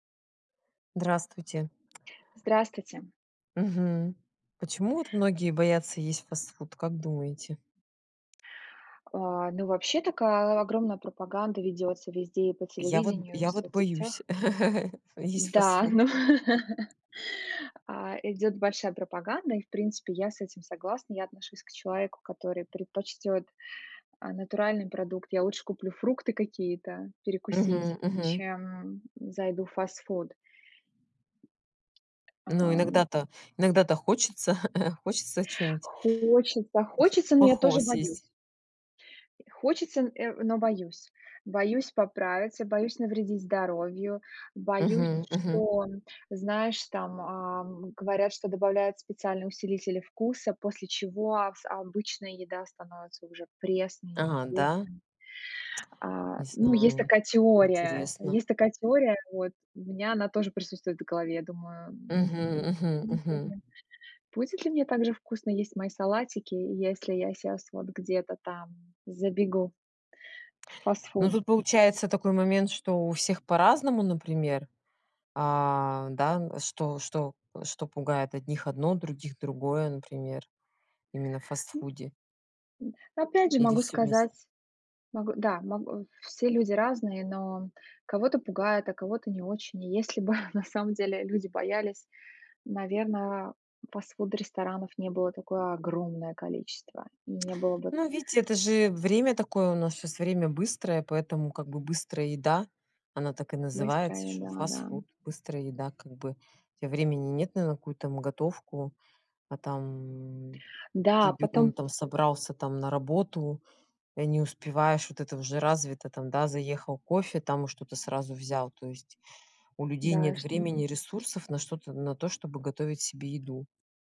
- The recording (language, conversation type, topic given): Russian, unstructured, Почему многие боятся есть фастфуд?
- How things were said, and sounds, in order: tapping; laugh; other background noise; chuckle; chuckle; unintelligible speech; laughing while speaking: "бы"; lip smack